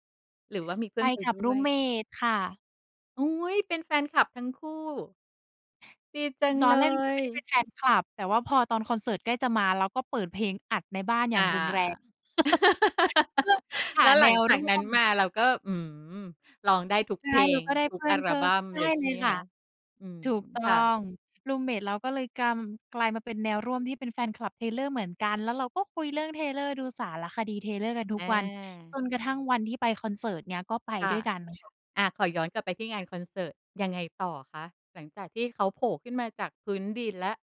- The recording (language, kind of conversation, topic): Thai, podcast, คอนเสิร์ตที่คุณประทับใจที่สุดเป็นยังไงบ้าง?
- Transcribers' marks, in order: in English: "รูมเมต"; in English: "รูมเมต"; laugh; laugh; in English: "รูมเมต"